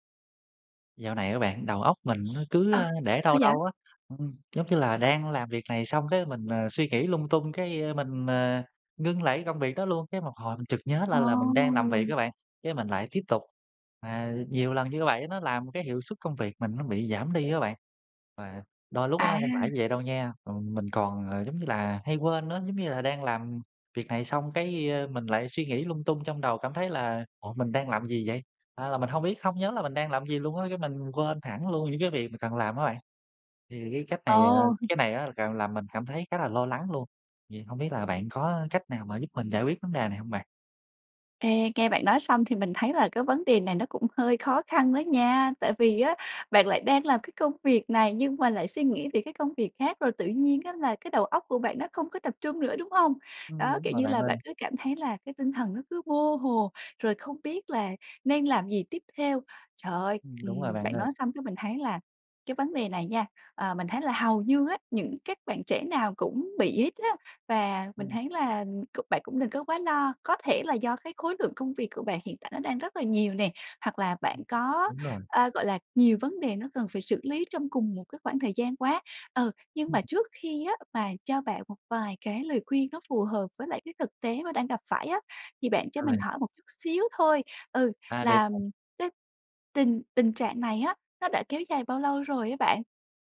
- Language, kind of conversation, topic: Vietnamese, advice, Làm sao để giảm tình trạng mơ hồ tinh thần và cải thiện khả năng tập trung?
- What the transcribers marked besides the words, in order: other background noise; tapping